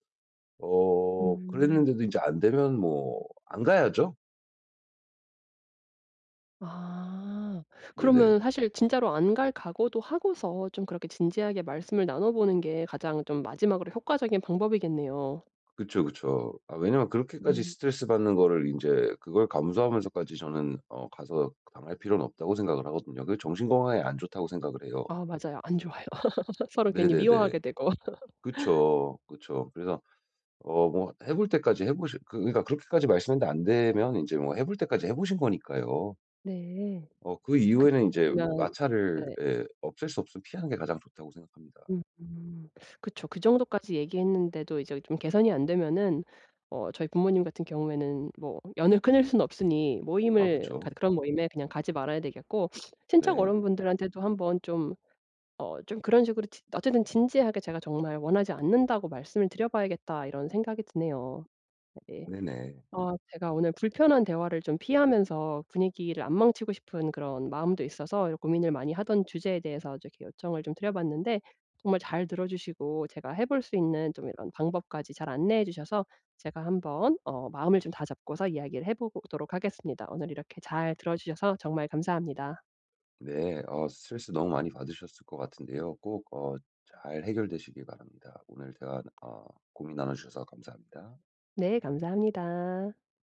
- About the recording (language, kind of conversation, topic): Korean, advice, 파티나 모임에서 불편한 대화를 피하면서 분위기를 즐겁게 유지하려면 어떻게 해야 하나요?
- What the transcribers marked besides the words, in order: other background noise; tapping; laugh; laughing while speaking: "되고"; laugh; sniff